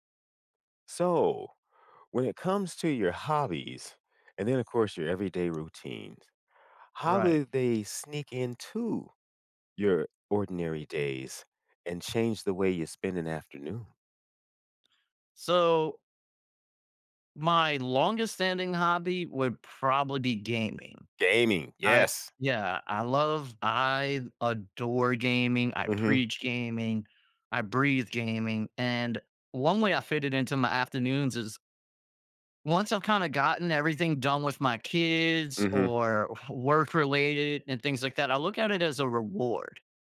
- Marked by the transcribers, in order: tapping
- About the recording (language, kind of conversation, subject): English, unstructured, How can I let my hobbies sneak into ordinary afternoons?
- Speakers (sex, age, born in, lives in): male, 35-39, United States, United States; male, 60-64, United States, United States